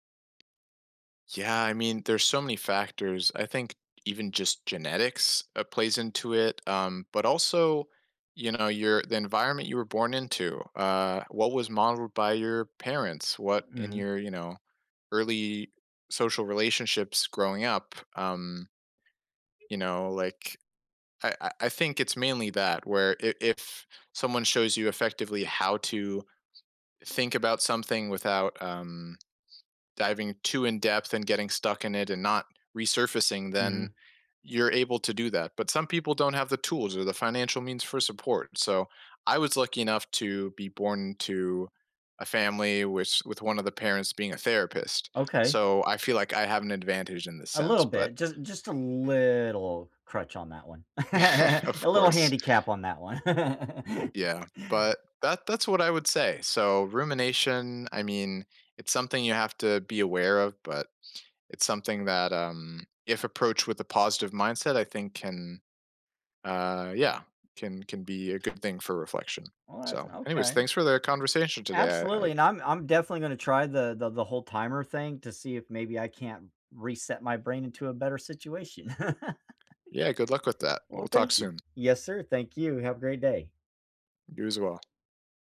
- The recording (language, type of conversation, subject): English, unstructured, How can you make time for reflection without it turning into rumination?
- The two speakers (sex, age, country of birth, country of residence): male, 25-29, United States, United States; male, 45-49, United States, United States
- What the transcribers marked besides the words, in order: tapping; other background noise; drawn out: "little"; laugh; laugh; laugh